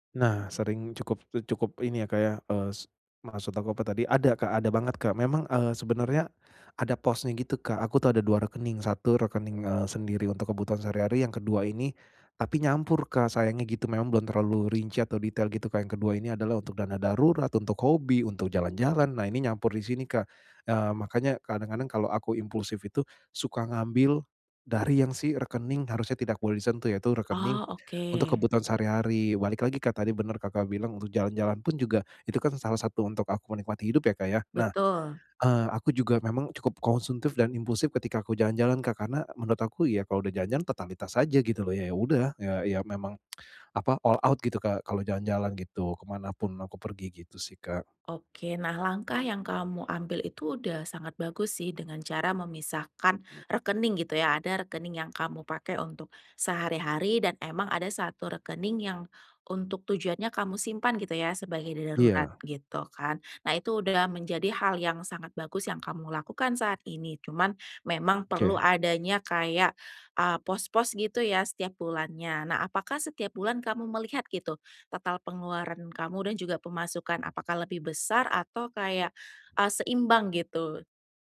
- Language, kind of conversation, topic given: Indonesian, advice, Bagaimana cara membatasi belanja impulsif tanpa mengurangi kualitas hidup?
- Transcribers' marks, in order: tapping; tsk; in English: "all out"; other background noise